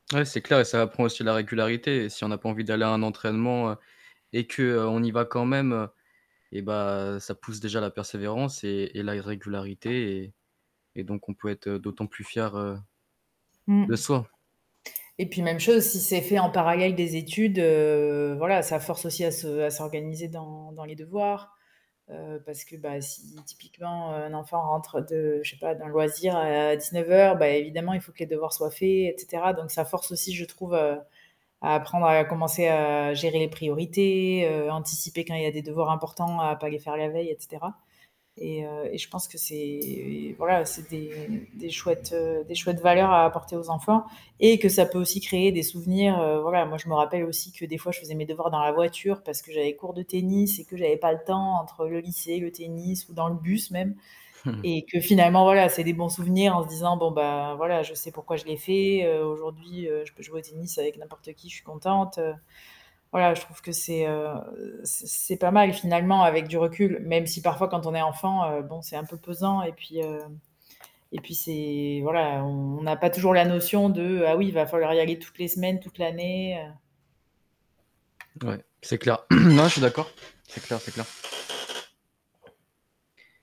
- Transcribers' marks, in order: static; tapping; other street noise; chuckle; throat clearing; other background noise
- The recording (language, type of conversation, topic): French, unstructured, Quel est ton souvenir préféré lié à un passe-temps d’enfance ?